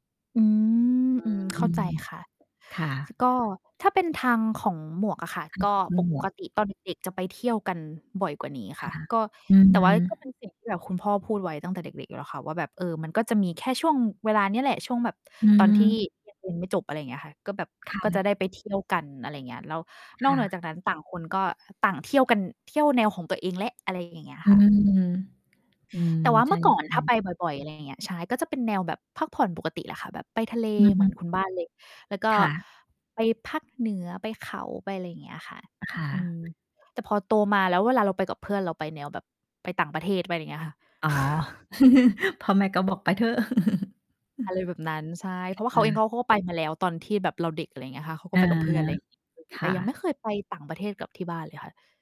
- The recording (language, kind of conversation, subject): Thai, unstructured, คุณชอบใช้เวลากับเพื่อนหรือกับครอบครัวมากกว่ากัน?
- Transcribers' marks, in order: distorted speech; tapping; other background noise; mechanical hum; laugh; chuckle; unintelligible speech